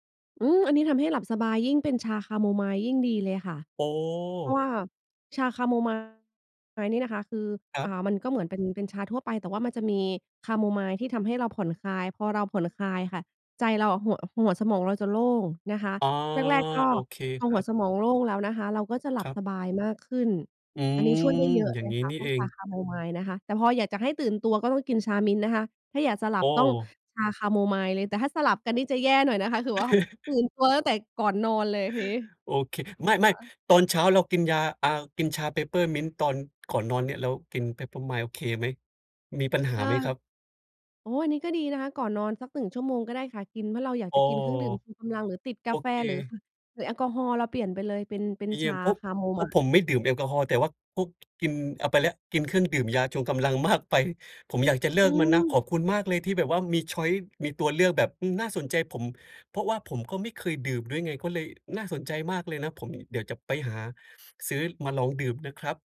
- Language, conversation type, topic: Thai, advice, ทำไมพอดื่มเครื่องดื่มชูกำลังตอนเหนื่อยแล้วถึงรู้สึกกระสับกระส่าย?
- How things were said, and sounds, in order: chuckle; laughing while speaking: "คือว่า"; "Peppermint" said as "เปปเปอร์ไมล์"; "เยี่ยม" said as "เยียม"; laughing while speaking: "มากไป"; in English: "ชอยซ์"